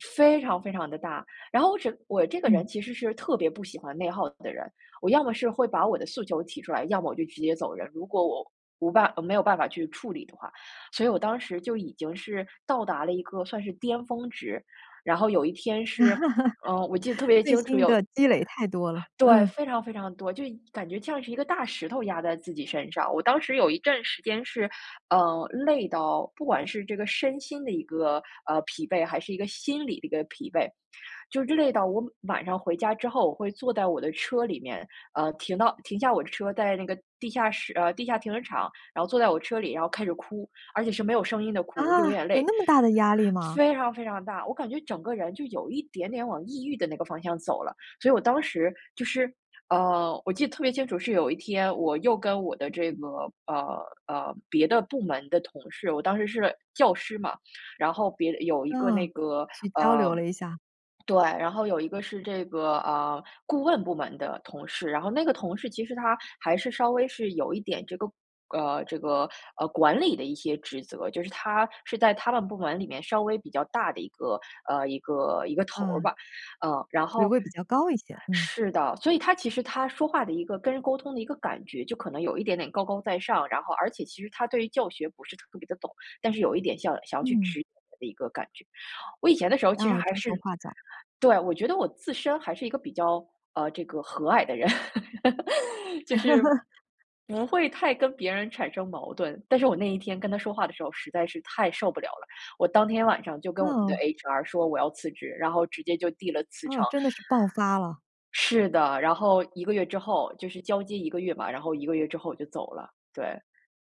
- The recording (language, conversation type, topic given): Chinese, podcast, 你通常怎么决定要不要换一份工作啊？
- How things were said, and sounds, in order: laugh; surprised: "啊"; laughing while speaking: "人"; laugh; other background noise